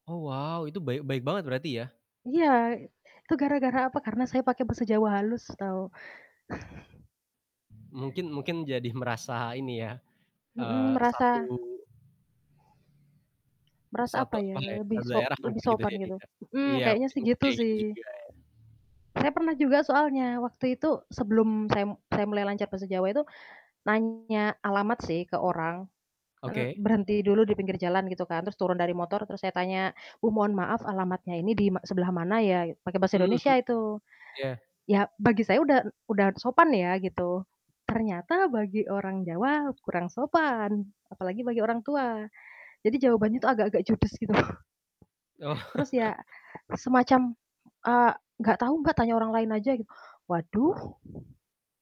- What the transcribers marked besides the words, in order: tapping; chuckle; static; other background noise; distorted speech; laughing while speaking: "Oh"; laughing while speaking: "gitu"
- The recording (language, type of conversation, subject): Indonesian, podcast, Pengalaman apa yang paling membuatmu bersyukur?
- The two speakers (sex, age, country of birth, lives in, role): female, 25-29, Indonesia, Indonesia, guest; male, 20-24, Indonesia, Indonesia, host